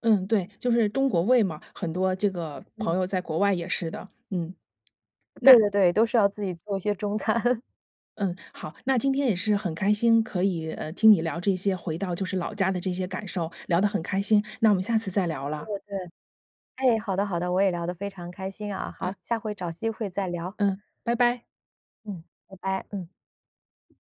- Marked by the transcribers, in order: laughing while speaking: "餐"; laugh; other background noise
- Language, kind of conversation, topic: Chinese, podcast, 你曾去过自己的祖籍地吗？那次经历给你留下了怎样的感受？